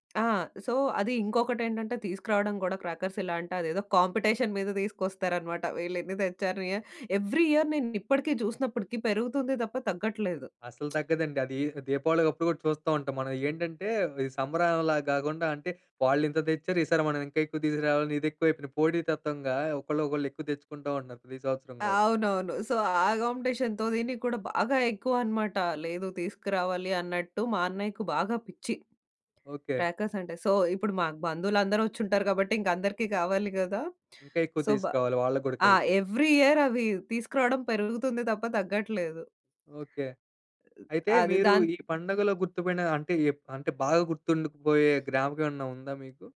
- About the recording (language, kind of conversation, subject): Telugu, podcast, ఎక్కడైనా పండుగలో పాల్గొన్నప్పుడు మీకు గుర్తుండిపోయిన జ్ఞాపకం ఏది?
- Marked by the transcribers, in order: tapping; in English: "సో"; in English: "కాంపిటేషన్"; in English: "ఎవ్రి ఇయర్"; lip smack; other background noise; other noise; in English: "సో"; in English: "కాంపిటేషన్‌తో"; in English: "సో"; in English: "సో"; in English: "ఎవ్రి ఇయర్"